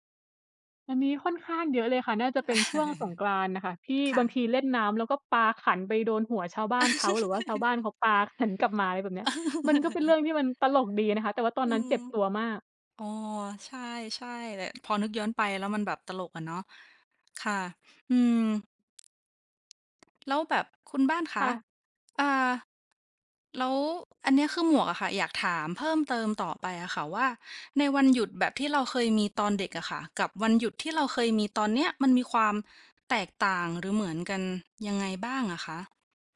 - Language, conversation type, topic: Thai, unstructured, คุณยังจำวันหยุดตอนเป็นเด็กที่ประทับใจที่สุดได้ไหม?
- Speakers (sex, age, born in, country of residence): female, 25-29, Thailand, Thailand; female, 25-29, Thailand, Thailand
- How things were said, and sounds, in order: chuckle; chuckle; chuckle